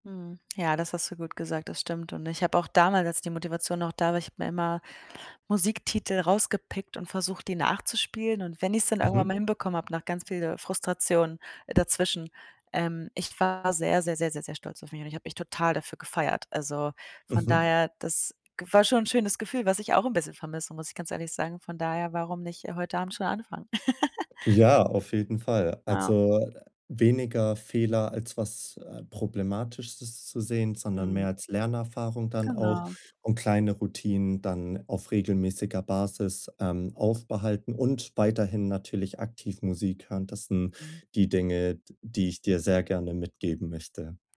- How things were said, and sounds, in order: laugh
- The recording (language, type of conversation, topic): German, advice, Wie finde ich Motivation, um Hobbys regelmäßig in meinen Alltag einzubauen?